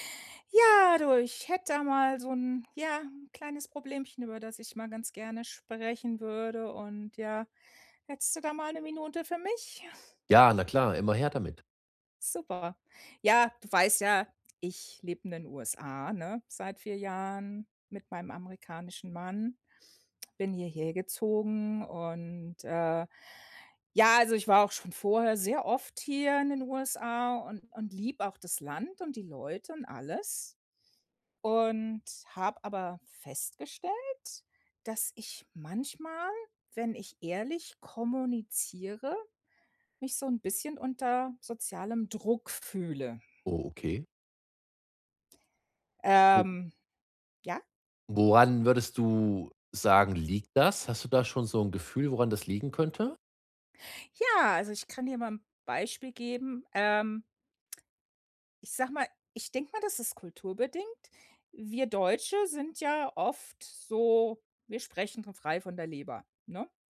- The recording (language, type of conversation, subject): German, advice, Wie kann ich ehrlich meine Meinung sagen, ohne andere zu verletzen?
- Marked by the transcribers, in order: unintelligible speech